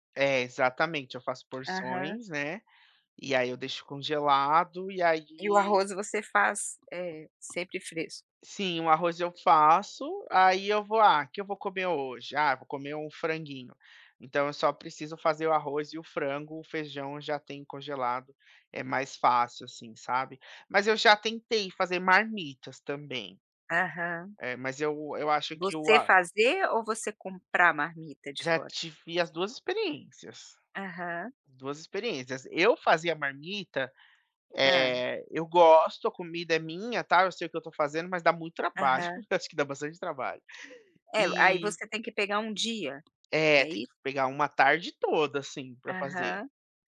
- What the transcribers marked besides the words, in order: tapping; chuckle
- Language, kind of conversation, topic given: Portuguese, podcast, Como você escolhe o que vai cozinhar durante a semana?